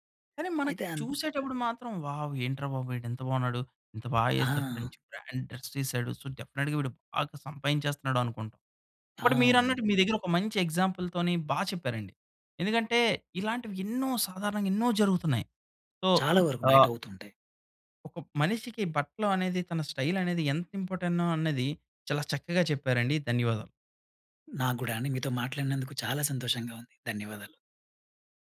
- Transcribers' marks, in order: in English: "వావ్!"; in English: "బ్రాండ్ డ్రస్"; in English: "సో, డెఫెనెట్‌గా"; in English: "బట్"; in English: "ఎగ్జాంపుల్"; in English: "సో"; in English: "స్టైల్"
- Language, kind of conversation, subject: Telugu, podcast, మీ సంస్కృతి మీ వ్యక్తిగత శైలిపై ఎలా ప్రభావం చూపిందని మీరు భావిస్తారు?